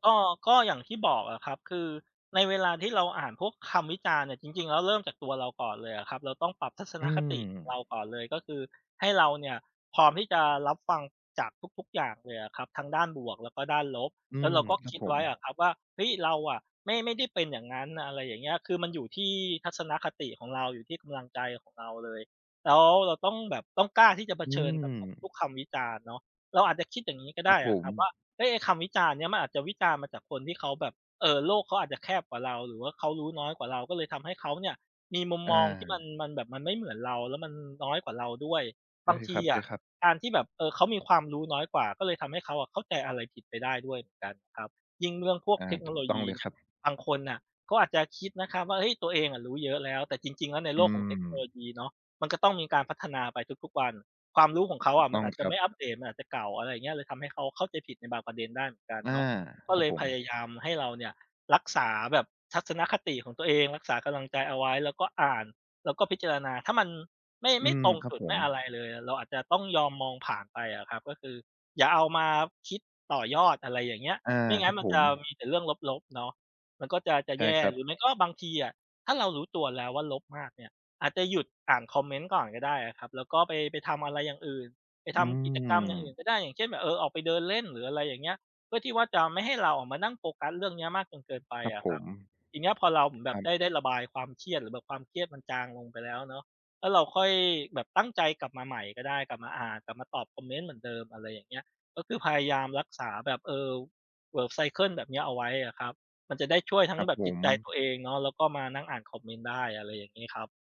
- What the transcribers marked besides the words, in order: other background noise; tapping; in English: "ไซเกิล"
- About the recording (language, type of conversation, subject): Thai, advice, คุณเคยได้รับคำวิจารณ์ผลงานบนโซเชียลมีเดียแบบไหนที่ทำให้คุณเสียใจ?